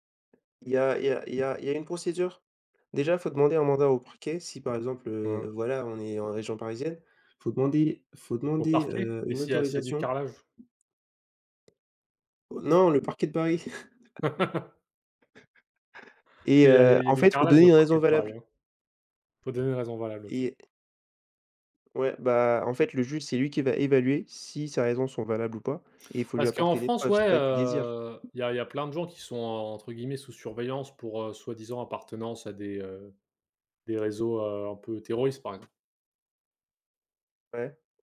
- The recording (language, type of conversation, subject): French, unstructured, Comment les technologies de l’information peuvent-elles renforcer la transparence gouvernementale ?
- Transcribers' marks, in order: tapping; other background noise; chuckle; laugh